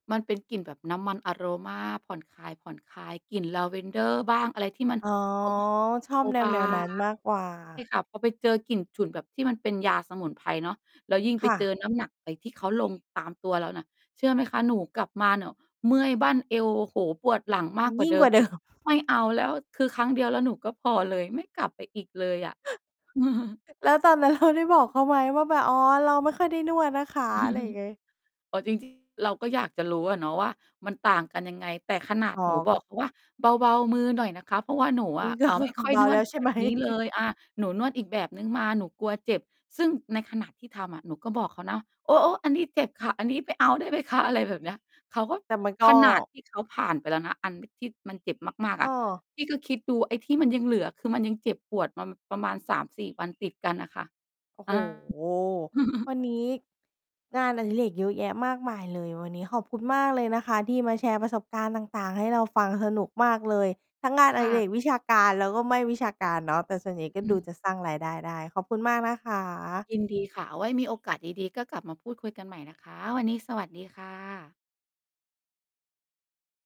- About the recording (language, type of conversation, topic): Thai, podcast, มีงานอดิเรกอะไรที่คุณอยากกลับไปทำอีกครั้ง แล้วอยากเล่าให้ฟังไหม?
- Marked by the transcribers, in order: tapping; distorted speech; laughing while speaking: "เดิม"; chuckle; laughing while speaking: "เรา"; chuckle; laughing while speaking: "ก็คือคง"; laughing while speaking: "ไหม ?"; chuckle; chuckle